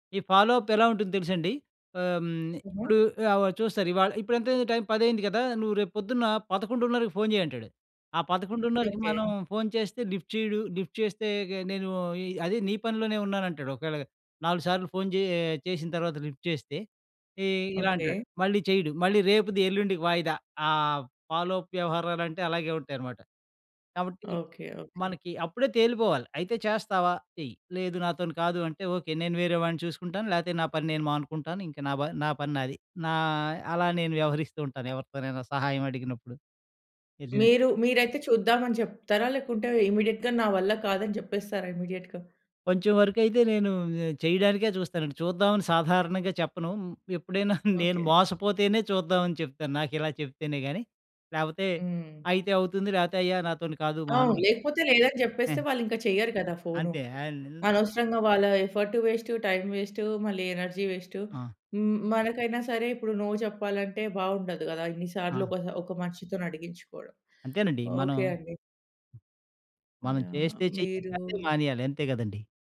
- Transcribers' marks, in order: in English: "ఫాలో అప్"; tapping; in English: "లిఫ్ట్"; in English: "లిఫ్ట్"; in English: "లిఫ్ట్"; in English: "ఫాలో అప్"; in English: "ఇమ్మీడియేట్‌గా"; in English: "ఇమ్మీడియేట్‌గా?"; chuckle; other noise; in English: "ఎనర్జీ"; in English: "నో"; other background noise
- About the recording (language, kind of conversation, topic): Telugu, podcast, ఎలా సున్నితంగా ‘కాదు’ చెప్పాలి?